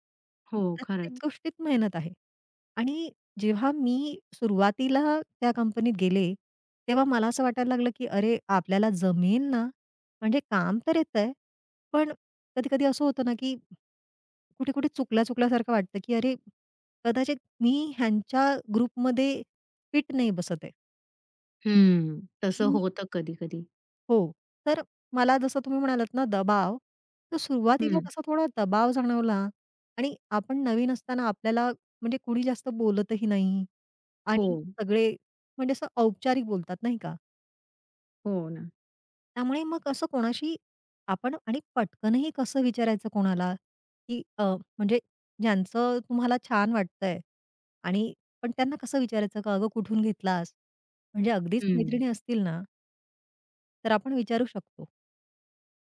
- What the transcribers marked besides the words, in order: other noise; other background noise; in English: "ग्रुपमध्ये"; tapping
- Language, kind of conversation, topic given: Marathi, podcast, मित्रमंडळींपैकी कोणाचा पेहरावाचा ढंग तुला सर्वात जास्त प्रेरित करतो?